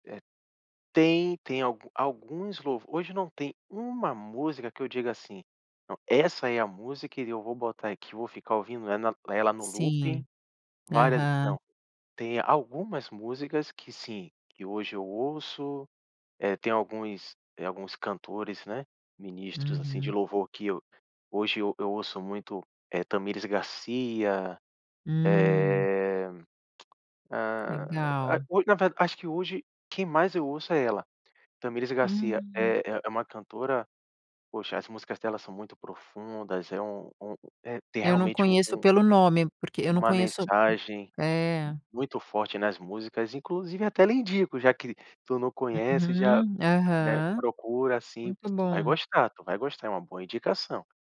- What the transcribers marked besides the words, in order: other noise; tapping
- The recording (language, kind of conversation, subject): Portuguese, podcast, O que faz você sentir que uma música é sua?